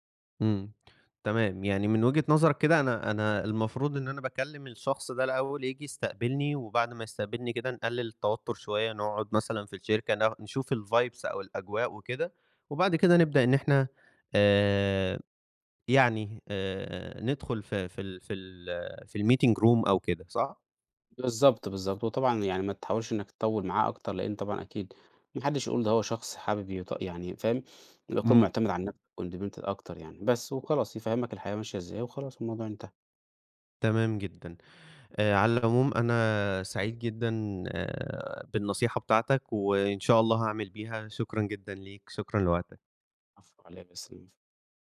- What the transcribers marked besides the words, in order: in English: "الvibes"; in English: "الmeeting room"; sniff; unintelligible speech; in English: "independent"; tapping; unintelligible speech
- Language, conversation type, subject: Arabic, advice, ازاي أتفاوض على عرض شغل جديد؟